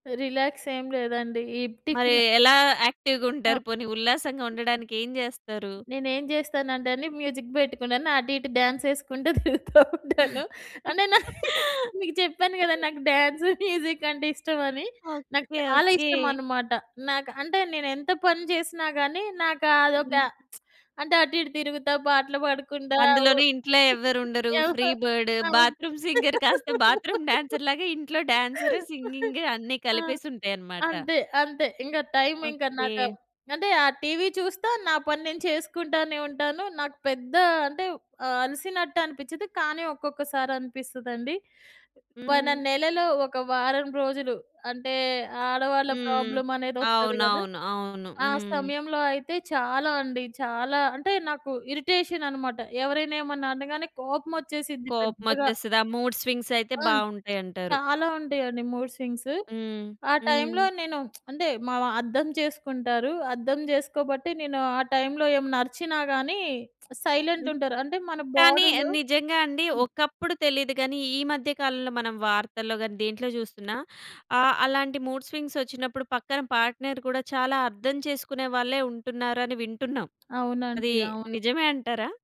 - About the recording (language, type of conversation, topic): Telugu, podcast, పనిలో ఒకే పని చేస్తున్నప్పుడు ఉత్సాహంగా ఉండేందుకు మీకు ఉపయోగపడే చిట్కాలు ఏమిటి?
- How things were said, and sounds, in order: in English: "రిలాక్స్"; in English: "యాక్టివ్‌గా"; other noise; in English: "మ్యూజిక్"; laugh; in English: "డాన్స్"; laughing while speaking: "తిరుగుతూ ఉంటాను. అంటే నా మీకు చెప్పాను గదా! నాకు డాన్స్, మ్యూజిక్ అంటే ఇష్టమని"; laugh; other background noise; in English: "డాన్స్, మ్యూజిక్"; lip smack; in English: "ఫ్రీ బర్డ్. బాత్రూమ్ సింగర్"; in English: "బాత్రూమ్ డాన్సర్‌లాగా"; unintelligible speech; laugh; in English: "డాన్సర్, సింగింగ్"; in English: "ప్రాబ్లమ్"; in English: "ఇరిటేషన్"; in English: "మూడ్ స్వింగ్స్"; in English: "మూడ్ స్వింగ్స్"; lip smack; in English: "సైలెంట్"; in English: "బాడీలో"; in English: "మూడ్ స్వింగ్స్"; in English: "పార్ట్‌నర్"